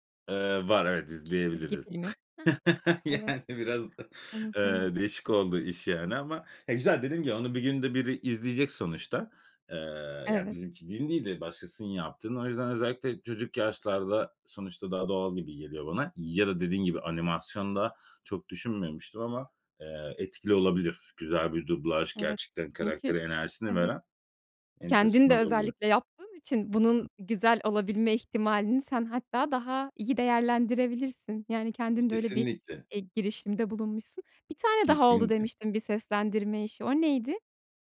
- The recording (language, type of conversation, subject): Turkish, podcast, Dublaj mı yoksa altyazı mı tercih ediyorsun, neden?
- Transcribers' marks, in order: laugh; laughing while speaking: "Yani, biraz da"; unintelligible speech; other background noise